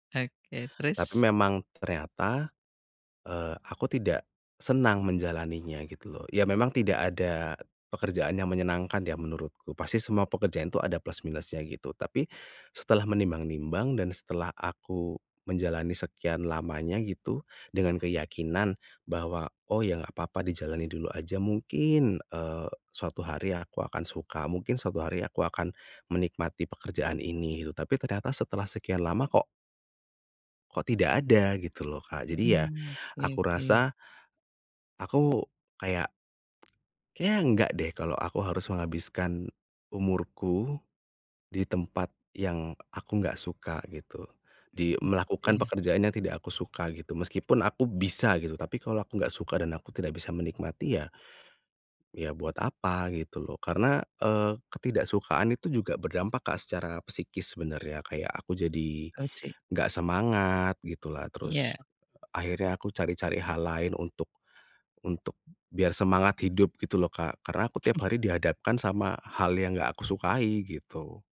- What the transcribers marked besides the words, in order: other background noise; tsk; tapping; chuckle
- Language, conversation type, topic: Indonesian, podcast, Bagaimana cara menjelaskan kepada orang tua bahwa kamu perlu mengubah arah karier dan belajar ulang?